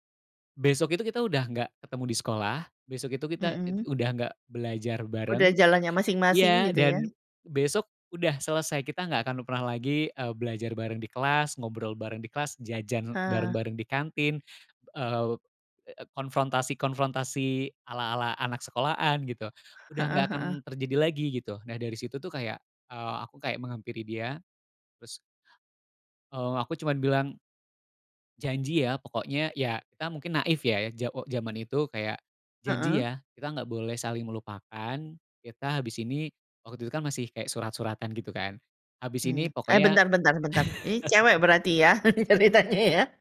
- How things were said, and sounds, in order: chuckle; laughing while speaking: "ceritanya, ya?"
- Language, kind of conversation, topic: Indonesian, podcast, Lagu apa yang selalu membuat kamu merasa nostalgia, dan mengapa?